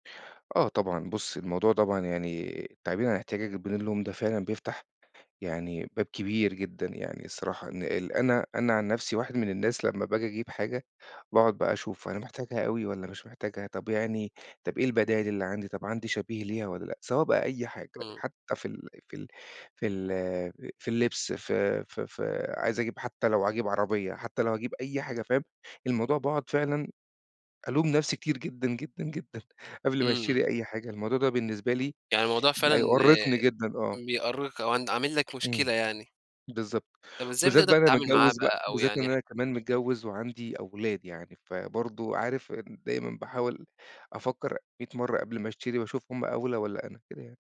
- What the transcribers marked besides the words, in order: none
- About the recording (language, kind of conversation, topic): Arabic, podcast, إزاي تعبّر عن احتياجك من غير ما تلوم؟